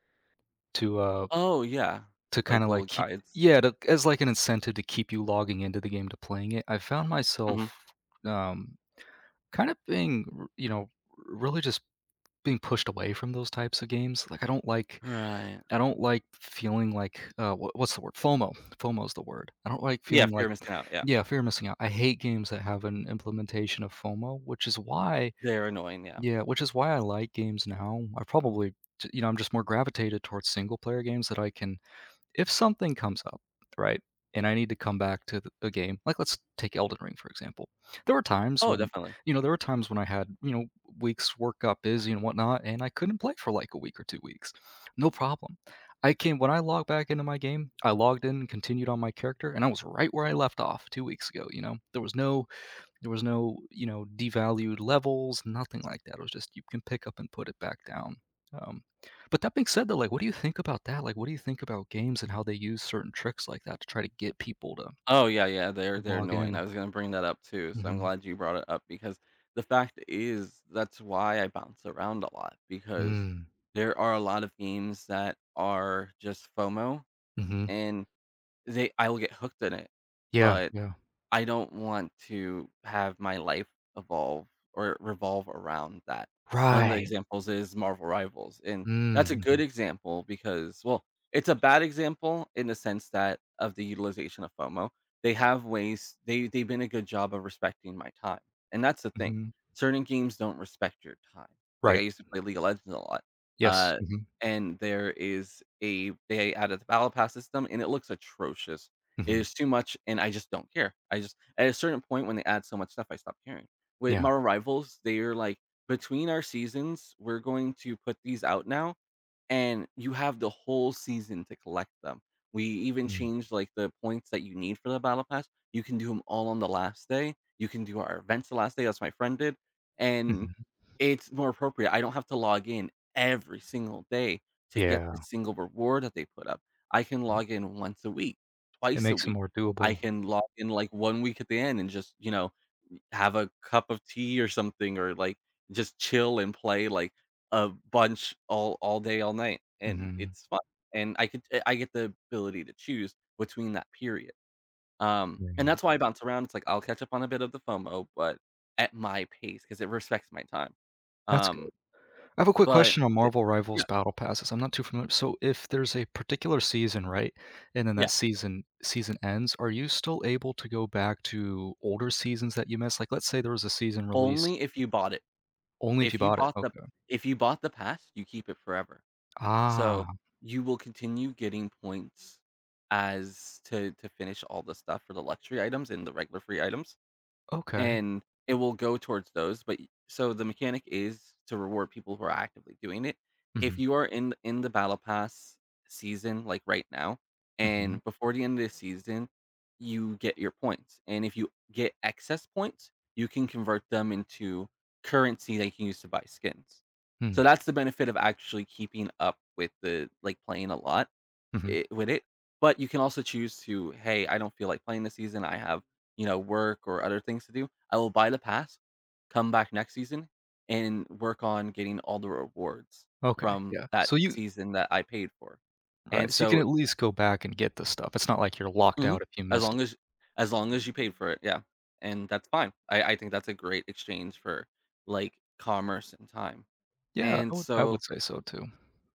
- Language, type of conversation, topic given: English, unstructured, How do you decide which hobby projects to finish and which ones to abandon?
- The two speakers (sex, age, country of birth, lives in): male, 25-29, United States, United States; male, 30-34, United States, United States
- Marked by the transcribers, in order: other background noise; stressed: "every"; drawn out: "Ah"